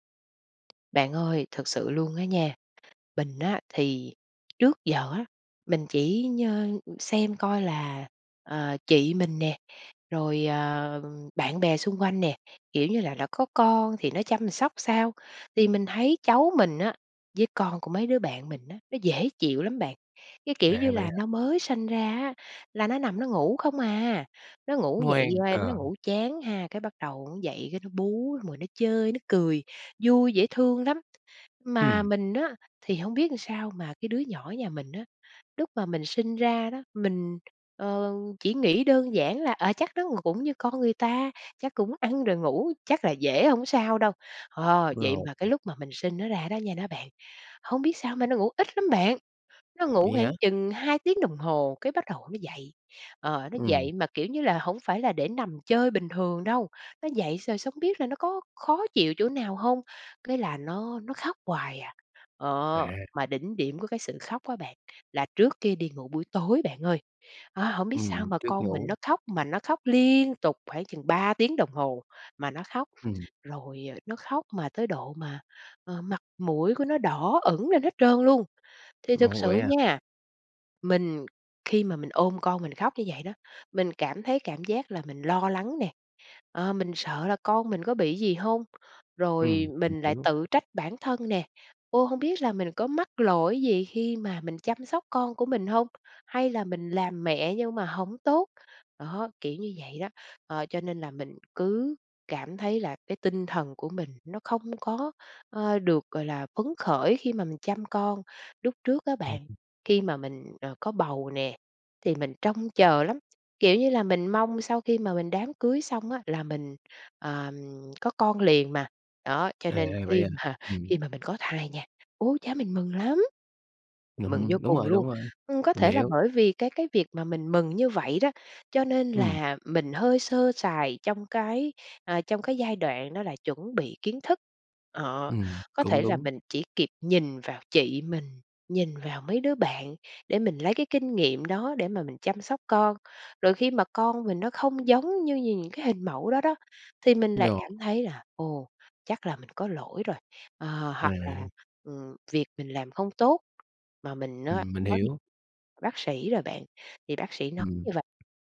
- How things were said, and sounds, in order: tapping; other background noise; laughing while speaking: "mà"
- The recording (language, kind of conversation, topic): Vietnamese, advice, Bạn có sợ mình sẽ mắc lỗi khi làm cha mẹ hoặc chăm sóc con không?